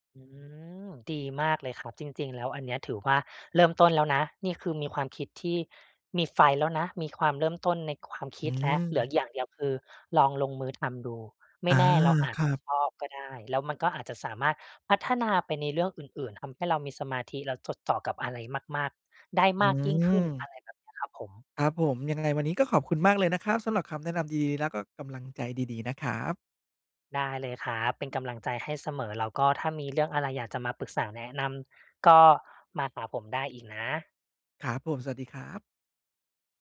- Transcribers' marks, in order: none
- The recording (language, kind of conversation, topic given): Thai, advice, ทำไมฉันถึงอยู่กับปัจจุบันไม่ได้และเผลอเหม่อคิดเรื่องอื่นตลอดเวลา?